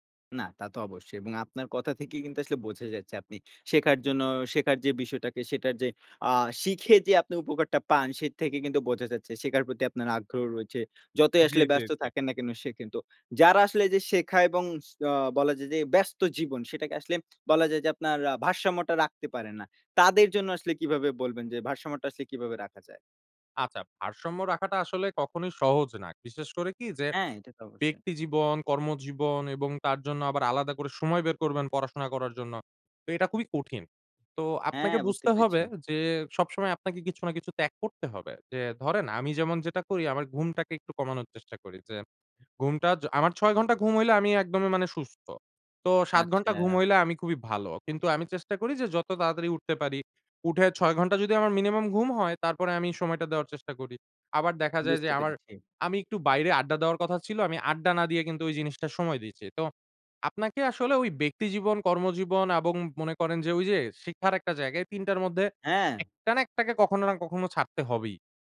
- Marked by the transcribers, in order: other background noise; tapping
- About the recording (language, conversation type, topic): Bengali, podcast, ব্যস্ত জীবনে আপনি শেখার জন্য সময় কীভাবে বের করেন?